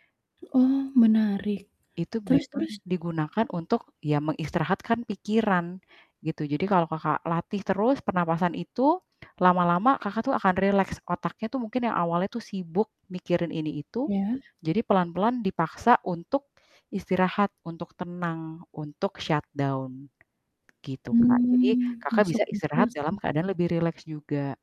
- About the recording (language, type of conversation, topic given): Indonesian, advice, Bagaimana saya bisa merasa tenang dan tidak bersalah saat mengambil waktu untuk bersantai dan beristirahat?
- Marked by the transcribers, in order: distorted speech; other background noise; in English: "shutdown"